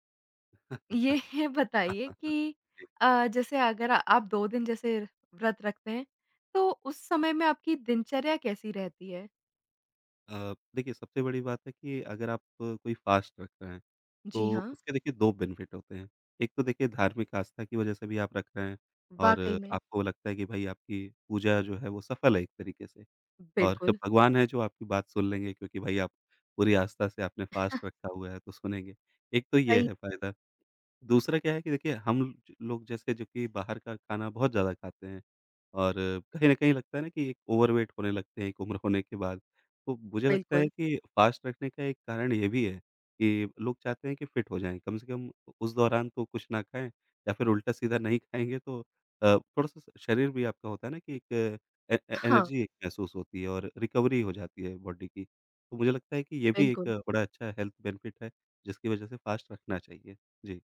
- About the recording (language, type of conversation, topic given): Hindi, podcast, कौन-सा त्योहार आपको सबसे ज़्यादा भावनात्मक रूप से जुड़ा हुआ लगता है?
- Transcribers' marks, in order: chuckle; other noise; laughing while speaking: "ये बताइए"; tapping; in English: "फ़ास्ट"; in English: "बेनिफिट"; other background noise; in English: "फ़ास्ट"; chuckle; in English: "ओवरवेट"; in English: "फ़ास्ट"; in English: "फिट"; in English: "एनर्जी"; in English: "रिकवरी"; in English: "बॉडी"; in English: "हेल्थ बेनिफिट"; in English: "फ़ास्ट"